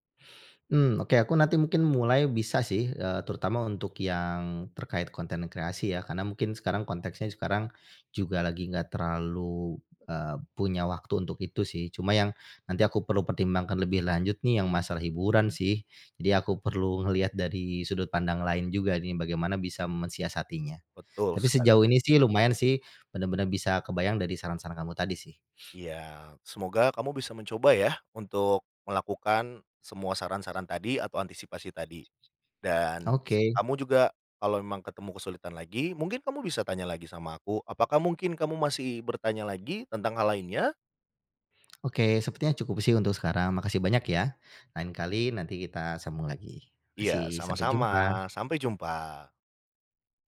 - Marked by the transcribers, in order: snort; other background noise; inhale
- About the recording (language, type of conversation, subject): Indonesian, advice, Mengapa banyak langganan digital yang tidak terpakai masih tetap dikenai tagihan?